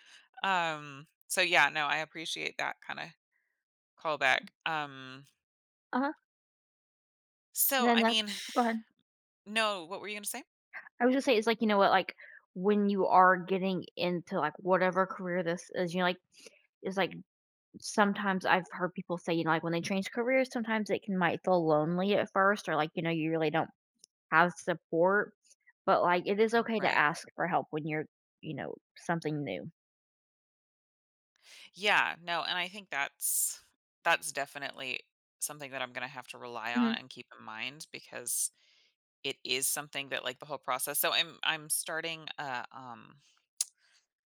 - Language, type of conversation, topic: English, advice, How should I prepare for a major life change?
- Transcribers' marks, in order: other background noise; exhale; lip smack